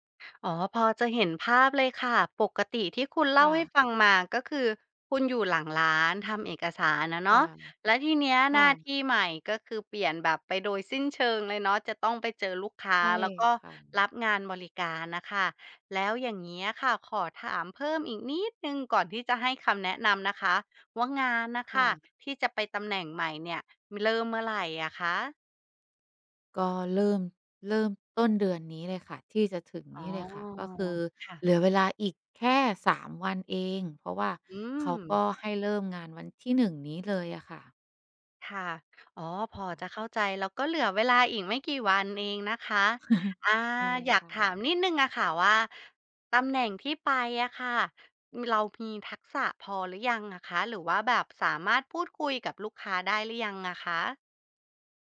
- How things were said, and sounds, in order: tapping; drawn out: "อ๋อ"; chuckle
- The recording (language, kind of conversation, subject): Thai, advice, เมื่อคุณได้เลื่อนตำแหน่งหรือเปลี่ยนหน้าที่ คุณควรรับมือกับความรับผิดชอบใหม่อย่างไร?